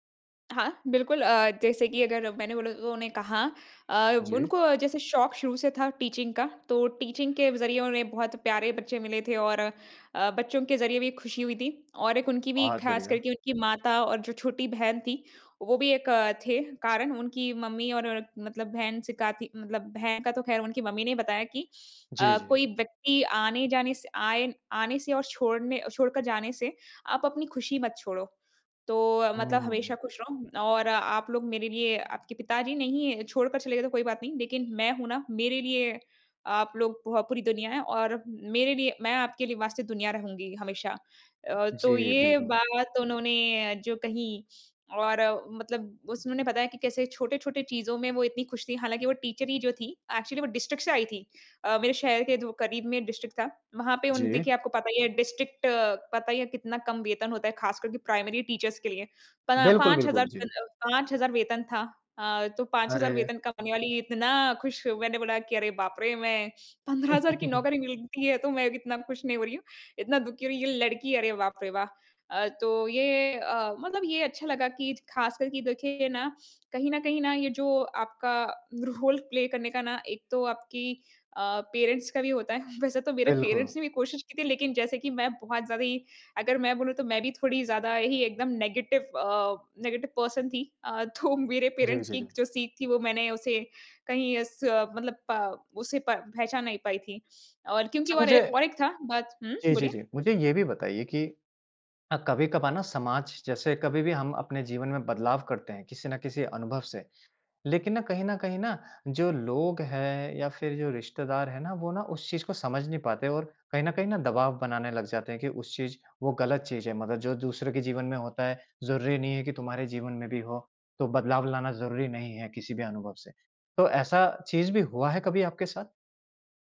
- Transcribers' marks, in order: in English: "टीचिंग"; in English: "टीचिंग"; sniff; in English: "टीचर"; in English: "एक्चुअली"; in English: "डिस्ट्रिक्ट"; in English: "डिस्ट्रिक्ट"; in English: "डिस्ट्रिक्ट"; in English: "प्राइमरी टीचर्स"; laughing while speaking: "पंद्रह हज़ार"; chuckle; sniff; laughing while speaking: "रोल प्ले"; in English: "रोल प्ले"; in English: "पेरेंट्स"; laughing while speaking: "वैसे तो"; in English: "पेरेंट्स"; in English: "नेगेटिव"; in English: "नेगेटिव पर्सन"; laughing while speaking: "तो"; in English: "पेरेंट्स"
- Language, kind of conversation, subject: Hindi, podcast, किस अनुभव ने आपकी सोच सबसे ज़्यादा बदली?
- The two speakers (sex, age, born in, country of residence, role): female, 25-29, India, India, guest; male, 30-34, India, India, host